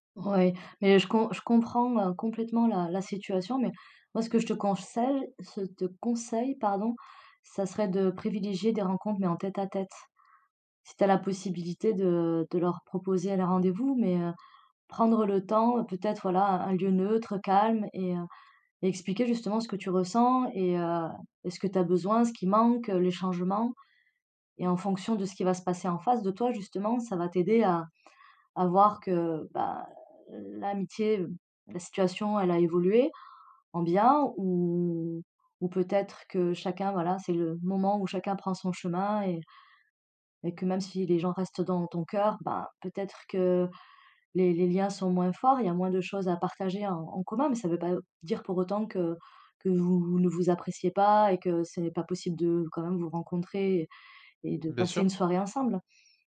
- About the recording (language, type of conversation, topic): French, advice, Comment maintenir mes amitiés lorsque la dynamique du groupe change ?
- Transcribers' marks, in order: drawn out: "ou"